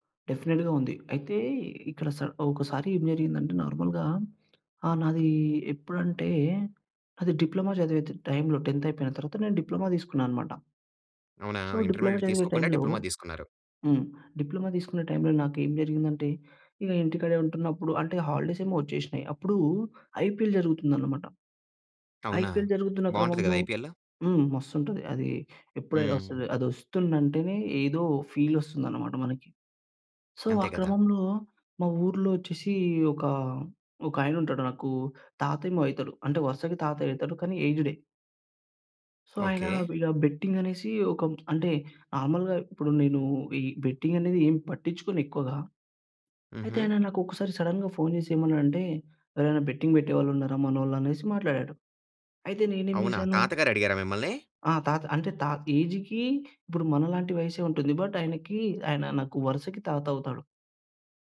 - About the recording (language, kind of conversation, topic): Telugu, podcast, పాత స్నేహాలను నిలుపుకోవడానికి మీరు ఏమి చేస్తారు?
- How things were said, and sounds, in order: in English: "డెఫినిట్‌గా"; in English: "నార్మల్‌గా"; in English: "డిప్లొమా"; in English: "టైమ్‌లో టెన్త్"; in English: "డిప్లొమా"; in English: "ఇంటర్మీడియట్"; in English: "సో డిప్లొమా"; in English: "డిప్లొమా"; in English: "టైమ్‌లో"; in English: "డిప్లొమా"; in English: "టైమ్‌లో"; in English: "హాలిడేస్"; in English: "ఐపీఎల్"; in English: "ఐపీఎల్"; in English: "ఐపీఎల్"; in English: "ఫీల్"; in English: "సో"; in English: "సో"; in English: "బెట్టింగ్"; in English: "నార్మల్‌గా"; in English: "బెట్టింగ్"; in English: "సడెన్‌గా"; in English: "బెట్టింగ్"; in English: "ఏజ్‌కి"; in English: "బట్"